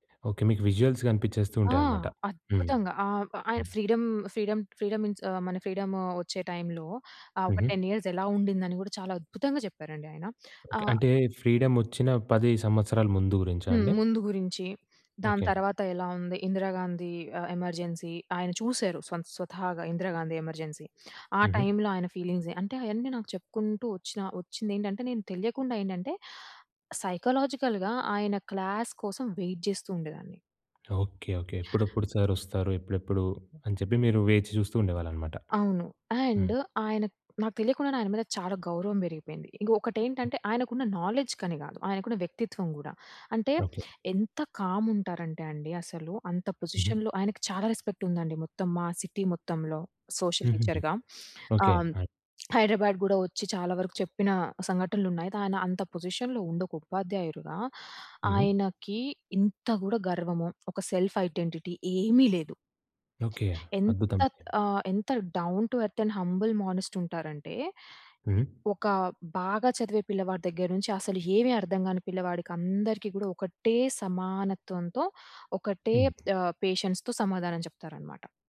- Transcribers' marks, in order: in English: "విజుఅల్స్"; in English: "ఫ్రీడమ్ ఫ్రీడమ్ ఫ్రీడమ్"; other noise; in English: "టెన్ ఇయర్స్"; in English: "ఫ్రీడమ్"; in English: "ఎమర్జెన్సీ"; in English: "ఎమర్జెన్సీ"; in English: "ఫీలింగ్స్"; in English: "సైకొలాజికల్‌గా"; in English: "క్లాస్"; in English: "వెయిట్"; in English: "సర్"; in English: "అండ్"; in English: "నాలెడ్జ్"; in English: "కామ్"; in English: "పొజిషన్‌లో"; in English: "రెస్పెక్ట్"; in English: "సిటీ"; in English: "సోషల్ టీచర్‌గా"; sniff; in English: "పొజిషన్‌లో"; in English: "సెల్ఫ్ ఐడెంటిటీ"; in English: "డౌన్ టు ఎర్త్ అండ్ హంబుల్ మానేస్ట్"; in English: "పేషెన్స్‌తో"
- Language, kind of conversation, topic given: Telugu, podcast, మీకు నిజంగా సహాయమిచ్చిన ఒక సంఘటనను చెప్పగలరా?